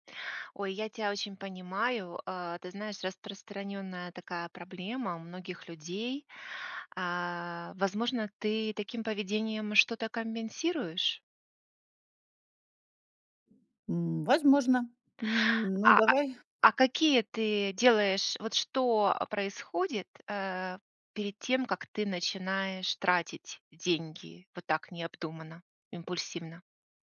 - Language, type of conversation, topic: Russian, advice, Почему я постоянно совершаю импульсивные покупки и потом жалею об этом?
- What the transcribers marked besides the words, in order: none